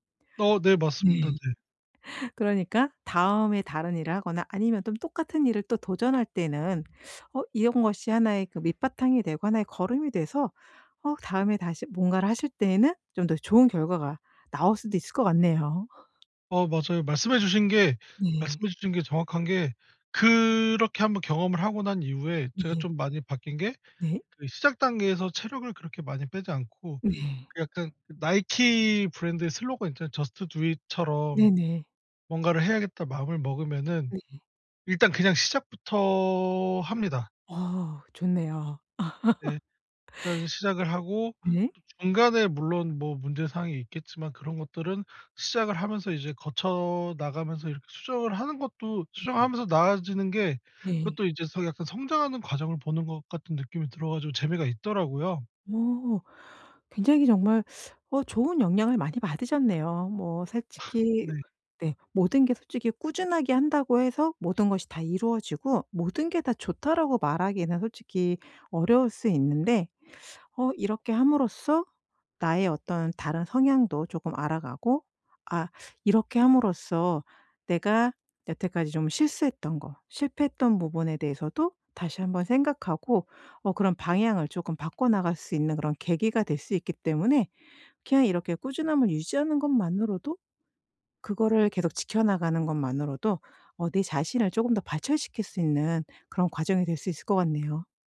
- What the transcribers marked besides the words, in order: other background noise; tapping; in English: "저스트 두 잇"; laugh; laugh
- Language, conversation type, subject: Korean, podcast, 요즘 꾸준함을 유지하는 데 도움이 되는 팁이 있을까요?